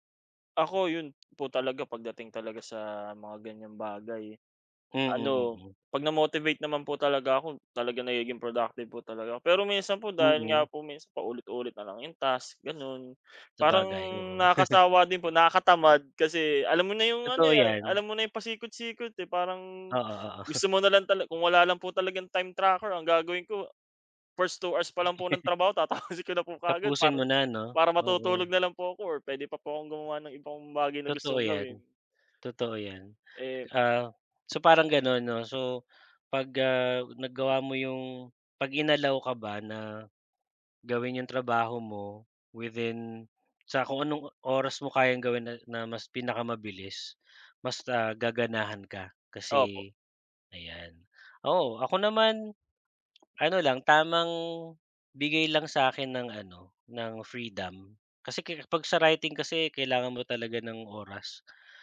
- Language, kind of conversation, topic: Filipino, unstructured, Ano ang mga bagay na gusto mong baguhin sa iyong trabaho?
- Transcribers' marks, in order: chuckle; chuckle; laughing while speaking: "tatapusin"; tapping